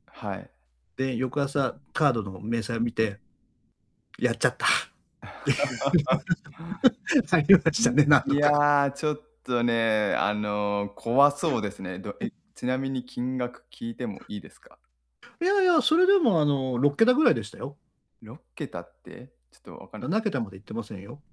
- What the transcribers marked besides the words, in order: tapping; other background noise; laugh; laughing while speaking: "っていう。 りましたね、なんとか"; laugh; unintelligible speech
- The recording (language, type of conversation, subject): Japanese, advice, 衝動買いを減らして賢く買い物するにはどうすればいいですか？